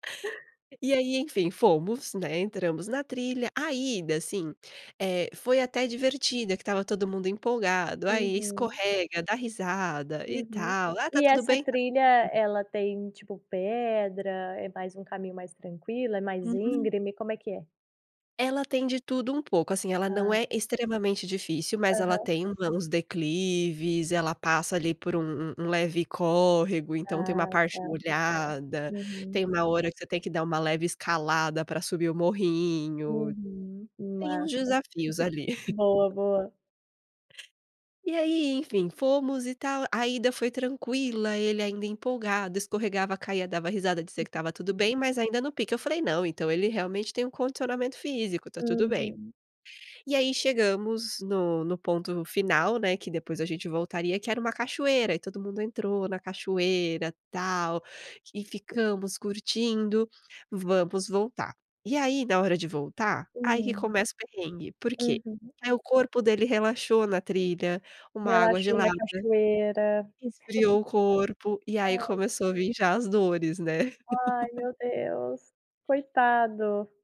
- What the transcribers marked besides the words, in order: unintelligible speech; other background noise; chuckle; chuckle; laugh
- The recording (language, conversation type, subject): Portuguese, podcast, Qual é a história de perrengue na trilha que você sempre conta?